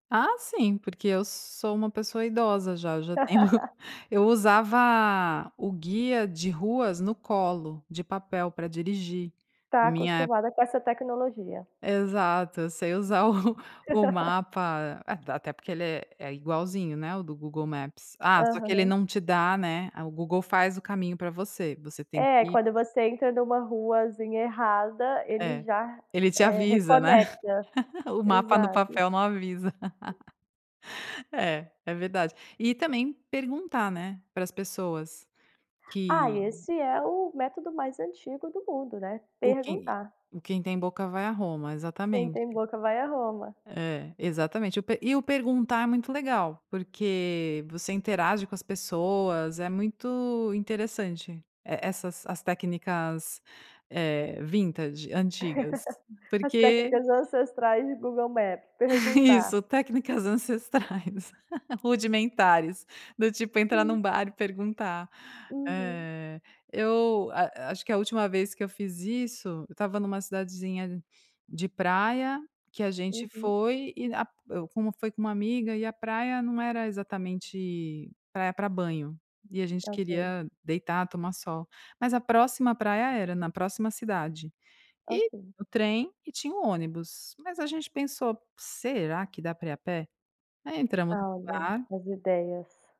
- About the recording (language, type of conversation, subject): Portuguese, podcast, Você já se perdeu durante uma viagem e como lidou com isso?
- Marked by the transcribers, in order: laugh; chuckle; other noise; laugh; laugh; laugh; tapping; chuckle; laugh